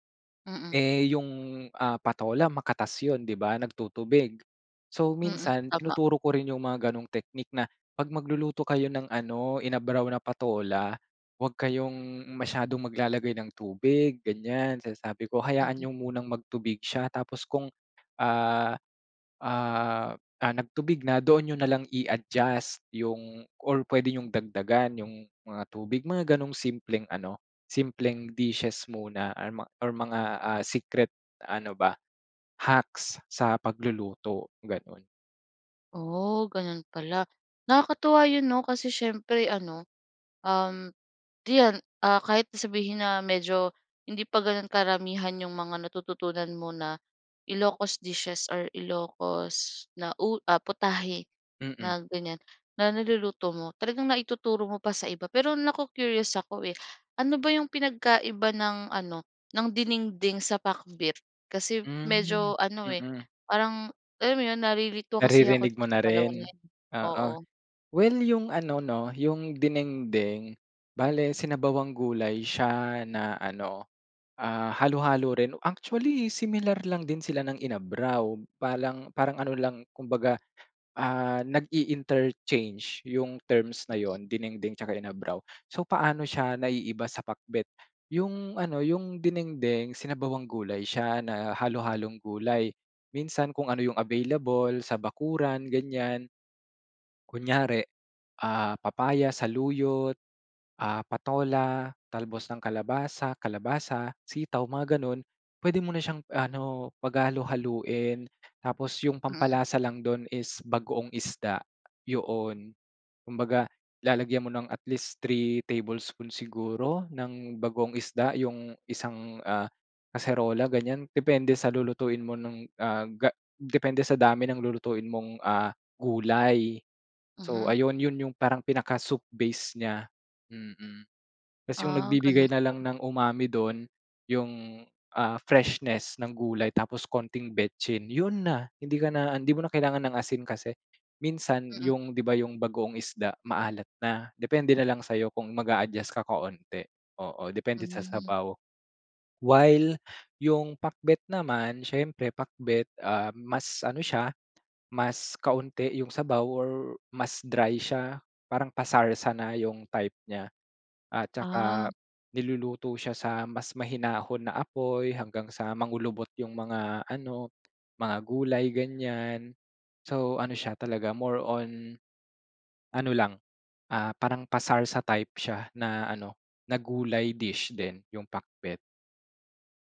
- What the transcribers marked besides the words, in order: tapping; other background noise; in English: "nag-i-interchange"; other noise; in English: "soup base"; in Japanese: "umami"; in English: "more on"
- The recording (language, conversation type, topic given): Filipino, podcast, Paano nakaapekto ang pagkain sa pagkakakilanlan mo?